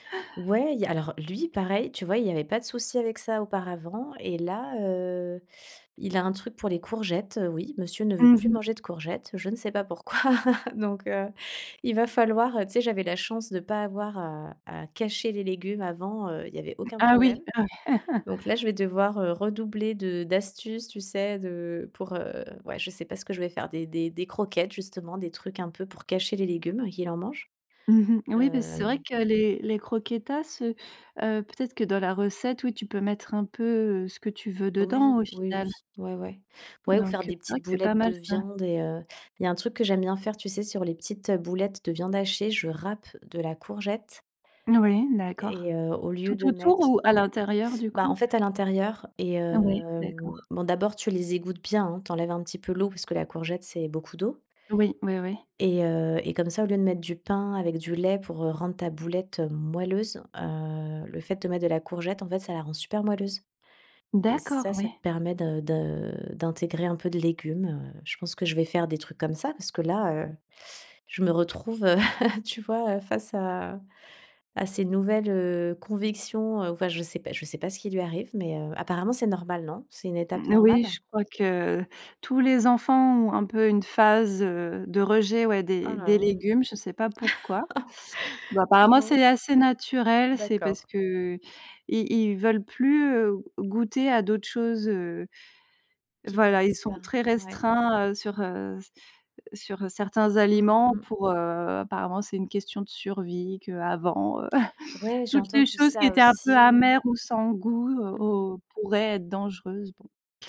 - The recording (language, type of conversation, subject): French, podcast, Quelles recettes se transmettent chez toi de génération en génération ?
- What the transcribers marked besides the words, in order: drawn out: "heu"; chuckle; laugh; "Moui" said as "Noui"; drawn out: "hem"; drawn out: "heu"; chuckle; laugh; teeth sucking; other background noise; chuckle